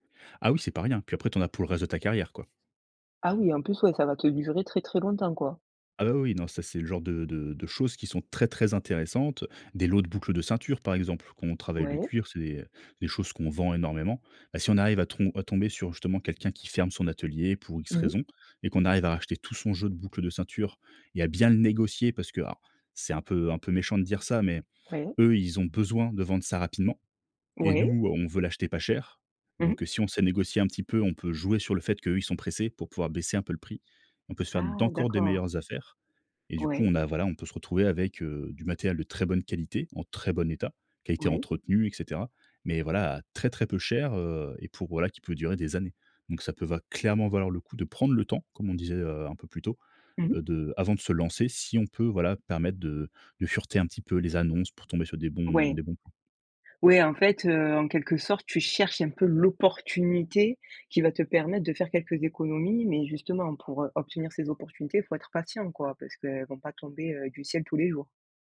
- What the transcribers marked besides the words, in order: other background noise; stressed: "bien"; stressed: "d'encore"; stressed: "clairement"; stressed: "cherches"; stressed: "l'opportunité"
- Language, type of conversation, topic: French, podcast, Quel matériel de base recommandes-tu pour commencer sans te ruiner ?